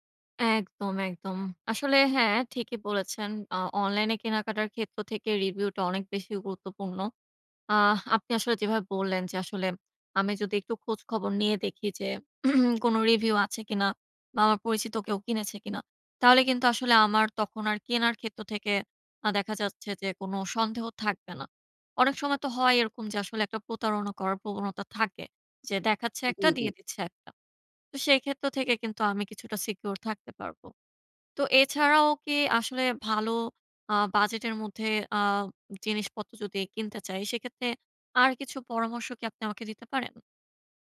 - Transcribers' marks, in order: throat clearing
- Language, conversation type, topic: Bengali, advice, বাজেটের মধ্যে ভালো জিনিস পাওয়া কঠিন